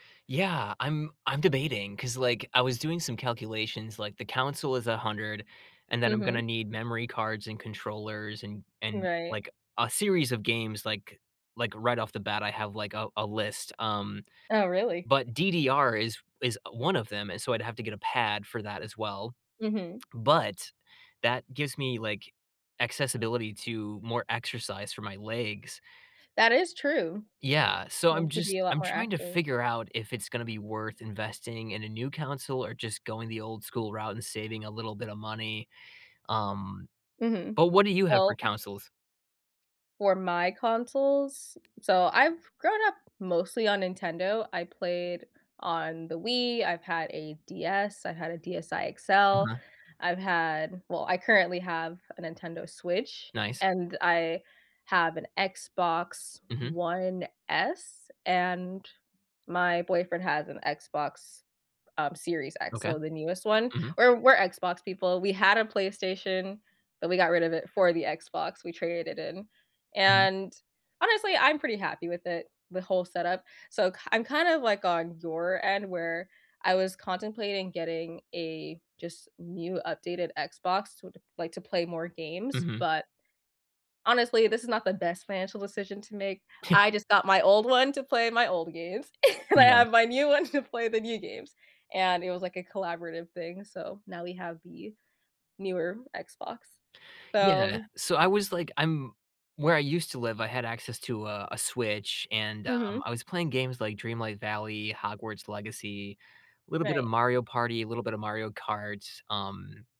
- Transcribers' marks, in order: "console" said as "counsole"; tapping; "console" said as "counsole"; "consoles" said as "counsole"; laughing while speaking: "Yeah"; chuckle; laughing while speaking: "to play"
- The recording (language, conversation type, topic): English, unstructured, What small daily ritual should I adopt to feel like myself?